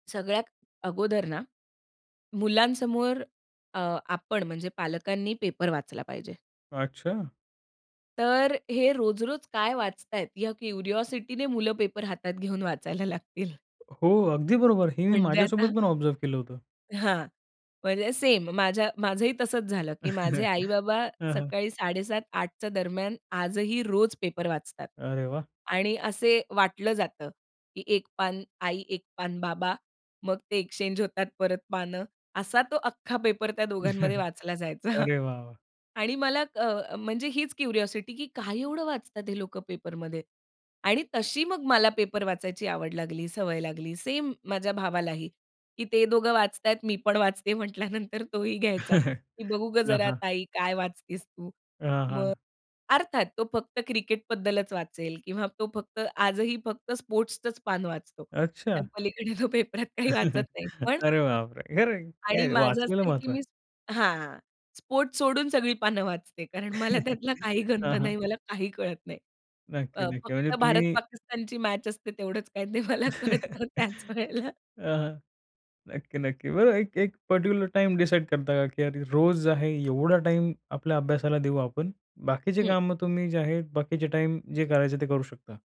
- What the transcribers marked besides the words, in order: in English: "क्युरिओसिटीने"; laughing while speaking: "हातात घेऊन वाचायला लागतील"; tapping; laughing while speaking: "म्हणजे आता"; in English: "ऑब्झर्व्ह"; chuckle; chuckle; in English: "क्युरिओसिटी"; laughing while speaking: "म्हंटल्यानंतर तोही घ्यायचा"; chuckle; horn; laughing while speaking: "तो पेपरात काही वाचत नाही"; chuckle; laughing while speaking: "अरे बाप रे!"; laughing while speaking: "मला त्यातला काही गंध नाही"; chuckle; other background noise; chuckle; laughing while speaking: "मला कळतं त्याच वेळेला"; other noise; in English: "पार्टिक्युलर टाईम डिसाईड"
- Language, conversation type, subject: Marathi, podcast, मुलांच्या अभ्यासासाठी रोजचे नियम काय असावेत?